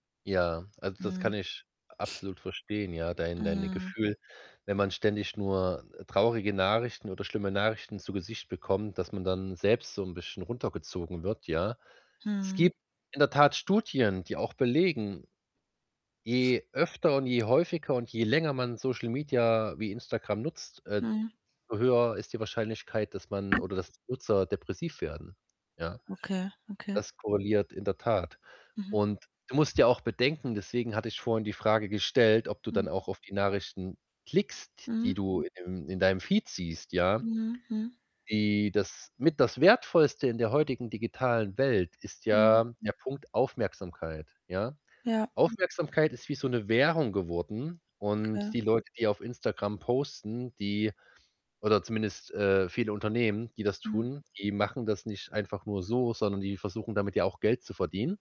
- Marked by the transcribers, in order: other background noise; static; distorted speech; in English: "Feed"
- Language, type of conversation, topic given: German, advice, Wie kann ich meine Angst beim Erkunden neuer, unbekannter Orte verringern?